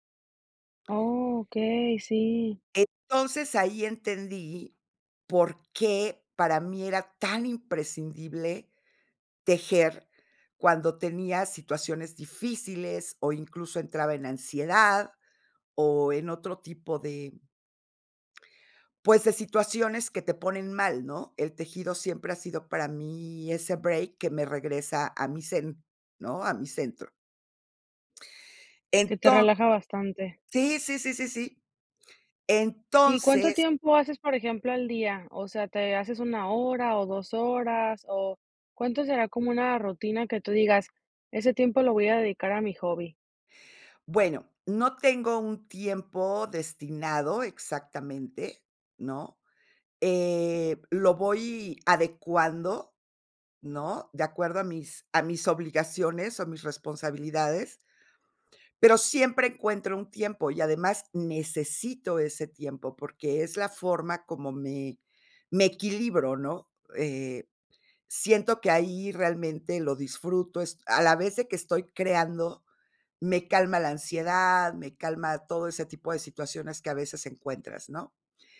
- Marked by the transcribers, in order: in English: "break"
- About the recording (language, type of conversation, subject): Spanish, podcast, ¿Cómo encuentras tiempo para crear entre tus obligaciones?